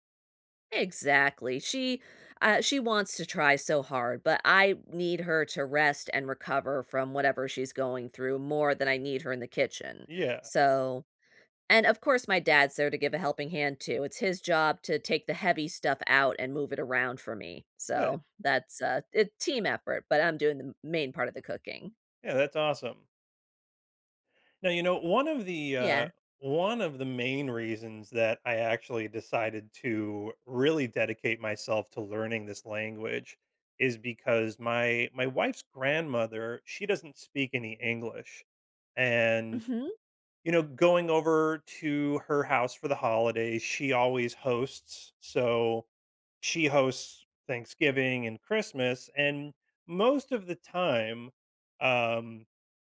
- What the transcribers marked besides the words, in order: none
- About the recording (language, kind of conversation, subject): English, unstructured, What skill should I learn sooner to make life easier?